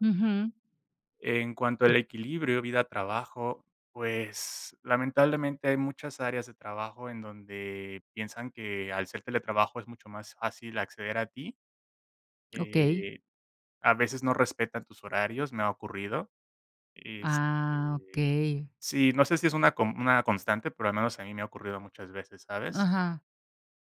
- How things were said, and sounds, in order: other background noise
- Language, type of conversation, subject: Spanish, podcast, ¿Qué opinas del teletrabajo frente al trabajo en la oficina?